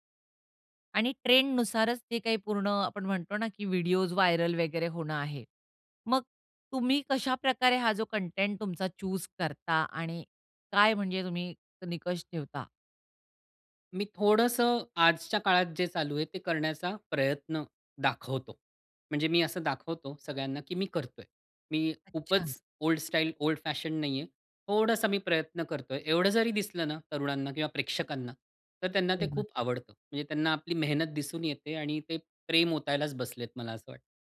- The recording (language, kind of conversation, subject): Marathi, podcast, सोशल मीडियामुळे यशाबद्दल तुमची कल्पना बदलली का?
- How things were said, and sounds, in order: in English: "व्हायरल"; in English: "चुज"; in English: "ओल्ड स्टाईल, ओल्ड फॅशन"